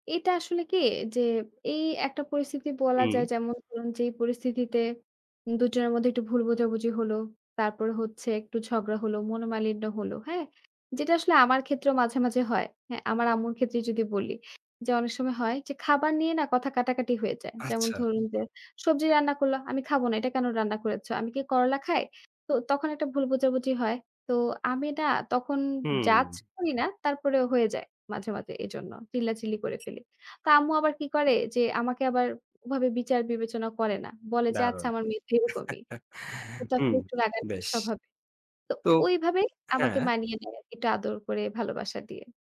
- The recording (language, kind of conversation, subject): Bengali, podcast, আপনি কীভাবে বিচার না করে শুনতে পারেন?
- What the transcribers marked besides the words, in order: chuckle